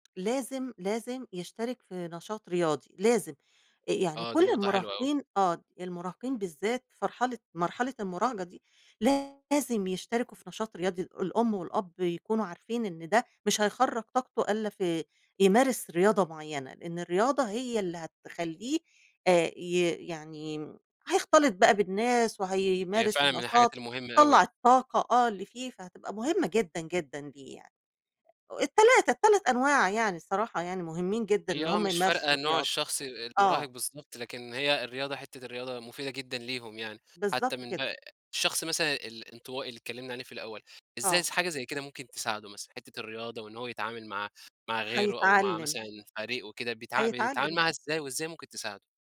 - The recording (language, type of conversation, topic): Arabic, podcast, إزاي أتكلم مع مراهق عنده مشاكل؟
- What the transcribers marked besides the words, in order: tapping